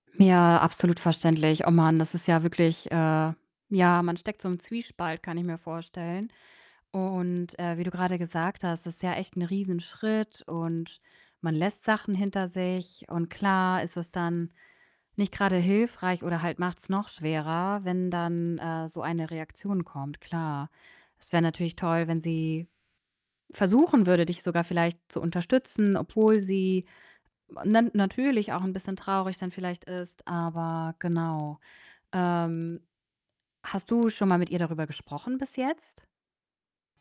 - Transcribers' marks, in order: distorted speech; other background noise
- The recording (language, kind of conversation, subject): German, advice, Wie kann ich Grenzen zwischen Fürsorge und Selbstschutz setzen, ohne meine Angehörigen zu verletzen?